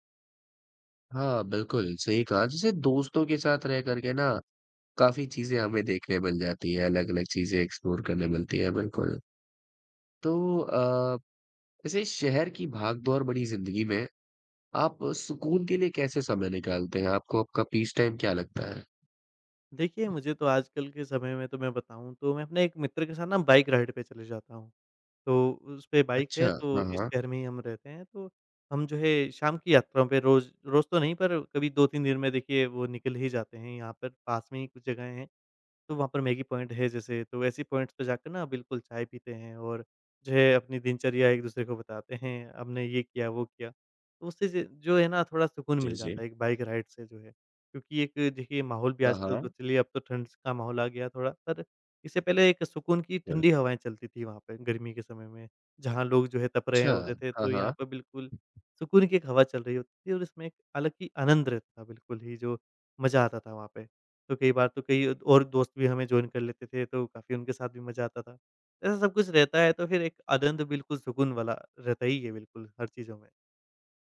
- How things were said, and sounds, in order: in English: "एक्सप्लोर"; in English: "पीस टाइम"; other background noise; in English: "राइड"; in English: "पॉइंट"; in English: "पॉइंट्स"; in English: "राइड"; in English: "जॉइन"
- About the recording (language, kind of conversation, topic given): Hindi, podcast, शहर में अकेलापन कम करने के क्या तरीके हो सकते हैं?